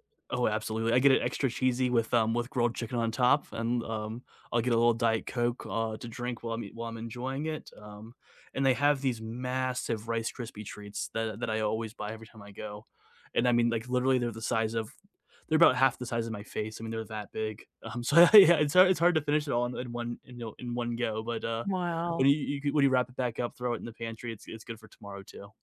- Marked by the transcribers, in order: other background noise; laughing while speaking: "so, yeah yeah"
- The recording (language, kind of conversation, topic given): English, unstructured, What is your go-to comfort food, and what memory do you associate with it?